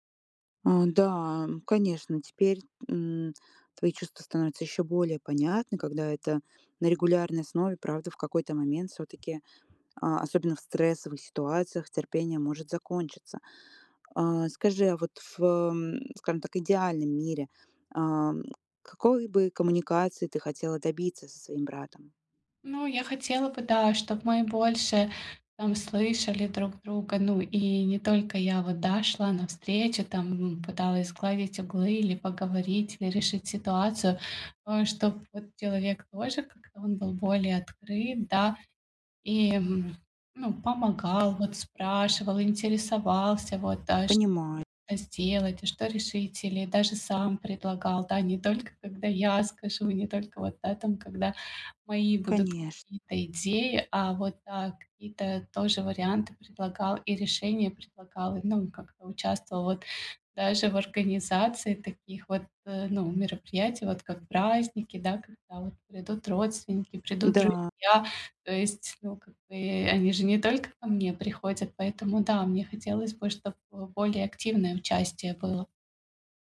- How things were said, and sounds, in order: none
- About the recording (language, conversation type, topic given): Russian, advice, Как мирно решить ссору во время семейного праздника?